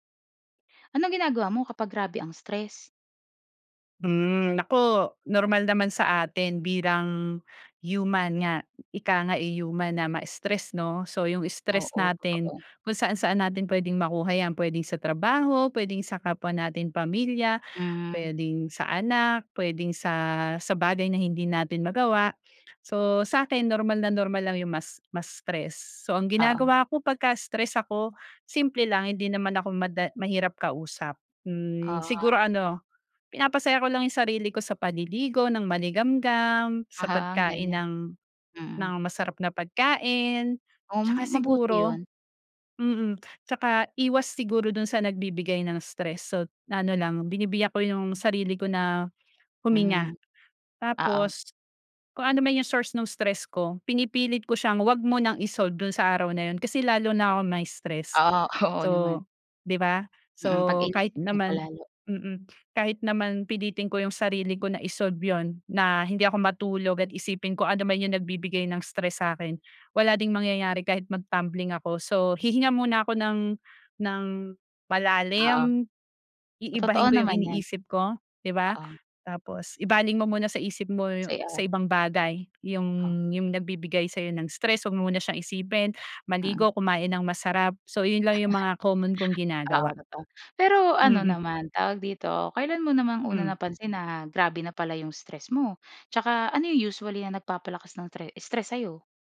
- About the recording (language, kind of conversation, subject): Filipino, podcast, Ano ang ginagawa mo kapag sobrang stress ka na?
- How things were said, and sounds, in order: "bilang" said as "birang"; laughing while speaking: "oo"; chuckle